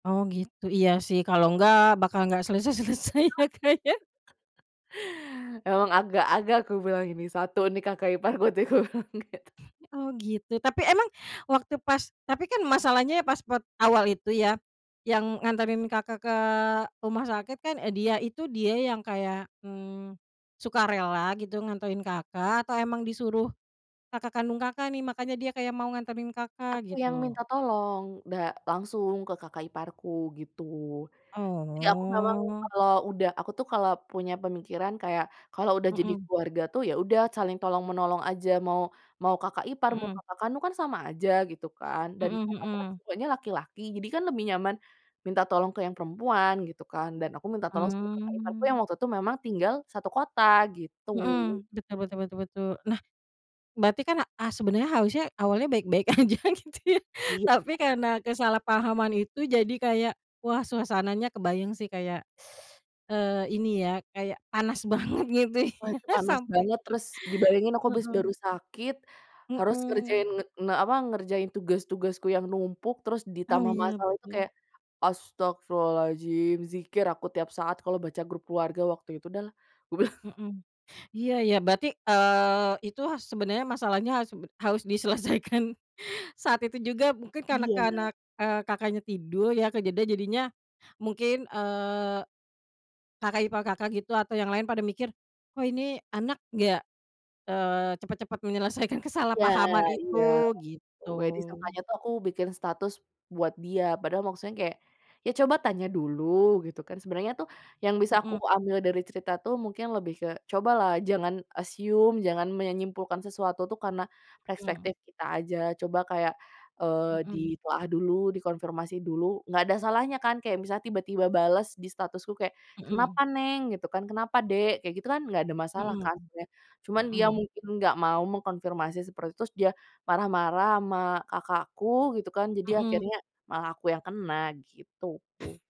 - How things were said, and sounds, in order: laughing while speaking: "selesai-selesai ya, Kak, ya"; unintelligible speech; chuckle; laughing while speaking: "iparku tuh kubilang gitu"; drawn out: "Oh"; laughing while speaking: "aja, gitu ya"; teeth sucking; laughing while speaking: "banget, gitu ya"; stressed: "astaghfirullahaladzim"; laughing while speaking: "kubilang"; laughing while speaking: "diselesaikan"; laughing while speaking: "menyelesaikan"; in English: "assume"; other background noise
- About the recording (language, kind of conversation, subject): Indonesian, podcast, Pernah nggak ada salah paham karena obrolan di grup chat keluarga, dan bagaimana kamu menyelesaikannya?